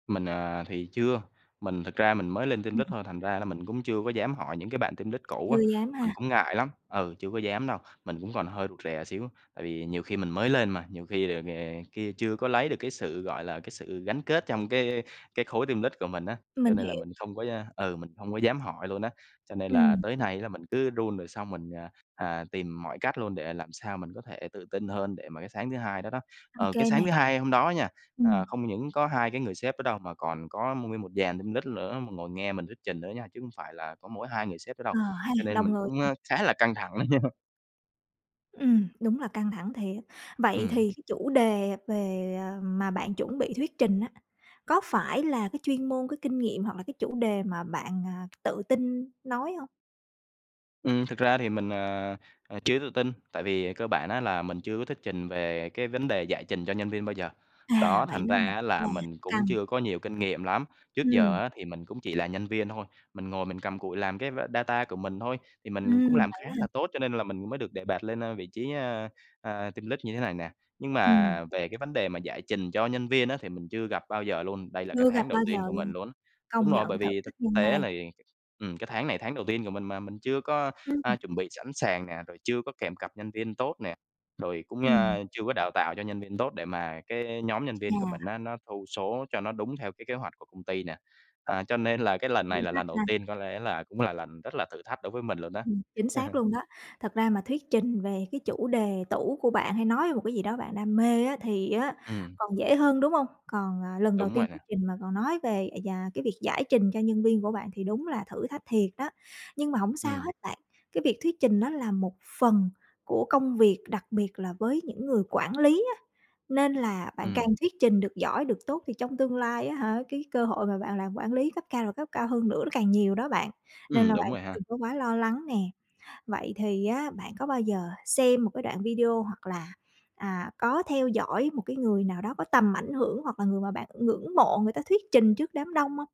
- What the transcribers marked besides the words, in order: in English: "team lead"; in English: "team lead"; in English: "team lead"; in English: "team lead"; laughing while speaking: "nha"; tapping; in English: "data"; in English: "team lead"; chuckle
- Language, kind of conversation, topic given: Vietnamese, advice, Làm thế nào để vượt qua nỗi sợ nói trước đám đông và không còn né tránh cơ hội trình bày ý tưởng?